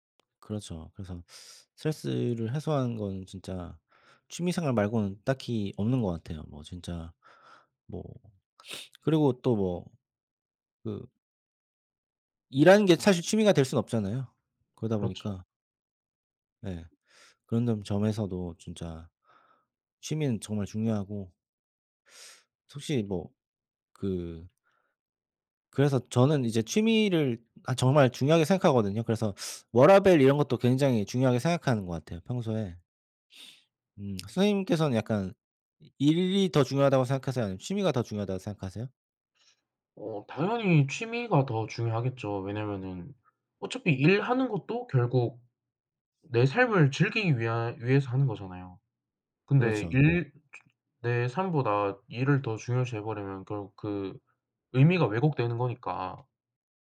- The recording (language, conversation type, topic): Korean, unstructured, 취미 활동에 드는 비용이 너무 많을 때 상대방을 어떻게 설득하면 좋을까요?
- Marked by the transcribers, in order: tapping; sniff; other background noise; teeth sucking; teeth sucking; sniff